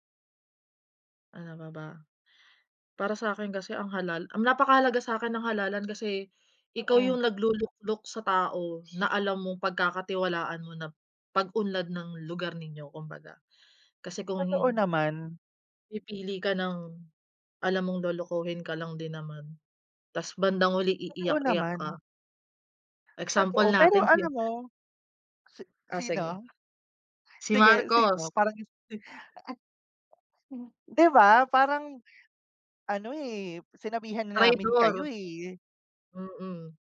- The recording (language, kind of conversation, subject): Filipino, unstructured, Paano nakaapekto ang halalan sa ating komunidad?
- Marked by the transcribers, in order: other background noise